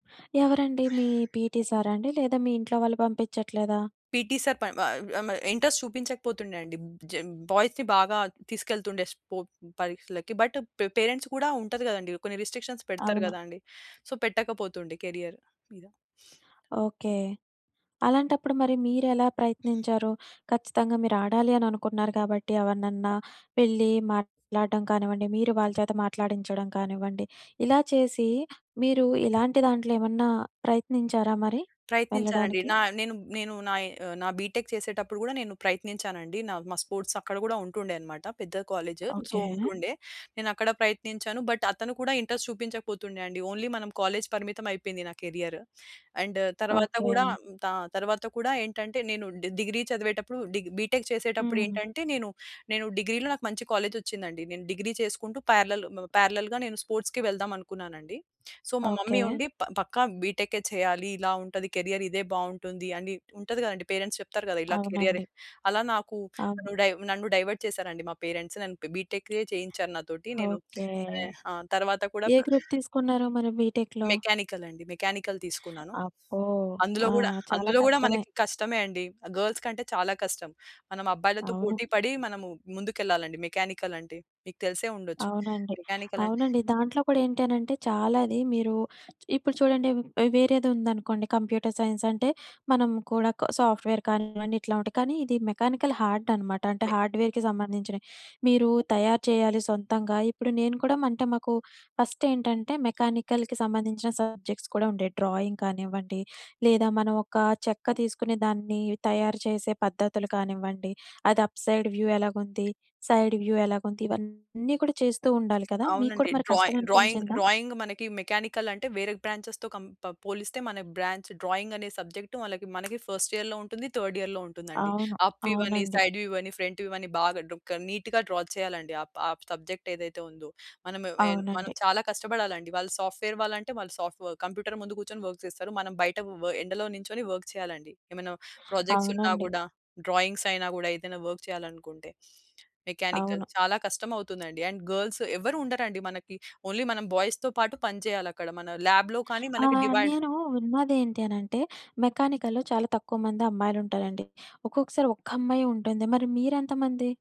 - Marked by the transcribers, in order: in English: "పీఈటీ"; in English: "పీఈటీ సర్"; in English: "ఇంట్రెస్ట్"; in English: "బాయ్స్‌ని"; in English: "బట్ పే పేరెంట్స్"; in English: "రిస్ట్రిక్షన్స్"; in English: "సో"; in English: "కేరియర్"; tapping; sniff; in English: "బీ‌టెక్"; in English: "స్పోర్ట్స్"; in English: "సో"; in English: "బట్"; in English: "ఇంట్రెస్ట్"; in English: "ఓన్లీ"; in English: "కేరియర్. అండ్"; in English: "బీటెక్"; in English: "పారలెల్"; in English: "పారలెల్‌గా"; in English: "స్పోర్ట్స్‌కి"; in English: "సో"; in English: "మమ్మీ"; in English: "కేరియర్"; in English: "పేరెంట్స్"; in English: "కేరియర్"; in English: "డైవర్ట్"; in English: "పేరెంట్స్"; in English: "గ్రూప్"; in English: "బీటెక్‌లో?"; in English: "మెకానికల్"; in English: "మెకానికల్"; in English: "గర్ల్స్"; other background noise; in English: "మెకానికల్"; in English: "మెకానికల్"; in English: "కంప్యూటర్ సైన్స్"; in English: "సాఫ్ట్‌వేర్"; in English: "మెకానికల్ హార్డ్"; in English: "హార్డ్‌వేర్‌కి"; in English: "ఫస్ట్"; in English: "మెకానికల్‌కి"; in English: "సబ్జెక్ట్స్"; in English: "డ్రాయింగ్"; in English: "అప్‌సైడ్ వ్యూ"; in English: "సైడ్ వ్యూ"; in English: "డ్రాయి డ్రాయింగ్ డ్రాయింగ్"; in English: "మెకానికల్"; in English: "బ్రాంచెస్‌తో"; in English: "బ్రాంచ్ డ్రాయింగ్"; in English: "సబ్జెక్ట్"; in English: "ఫస్ట్ ఇయర్‌లో"; in English: "థర్డ్ ఇయర్‌లో"; in English: "అప్ వ్యూవని, సైడ్ వ్యూవని, ఫ్రంట్ వ్యూవని"; in English: "నీట్‌గా డ్రా"; in English: "సబ్జెక్ట్"; in English: "సాఫ్ట్‌వేర్"; in English: "కంప్యూటర్"; in English: "వర్క్స్"; in English: "వర్క్"; in English: "ప్రాజెక్ట్స్"; in English: "డ్రాయింగ్స్"; in English: "వర్క్"; sniff; in English: "మెకానికల్"; in English: "అండ్ గర్ల్స్"; in English: "ఓన్లీ"; in English: "బాయ్స్‌తో"; in English: "ల్యాబ్‌లో"; in English: "డివైడ్"; in English: "మెకానికల్‌లో"
- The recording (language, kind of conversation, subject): Telugu, podcast, కెరీర్‌ను ఎంచుకోవడంలో మీ కుటుంబం మిమ్మల్ని ఎలా ప్రభావితం చేస్తుంది?